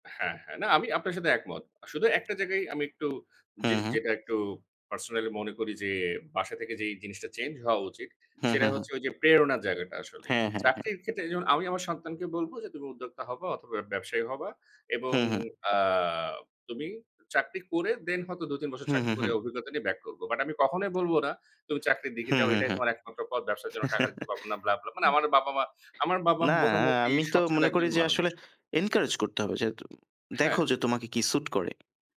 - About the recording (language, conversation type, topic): Bengali, unstructured, আপনি কীভাবে আপনার স্বপ্নকে বাস্তবে পরিণত করবেন?
- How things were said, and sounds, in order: other background noise; tapping; in English: "personally"; chuckle; other noise; in English: "encourage"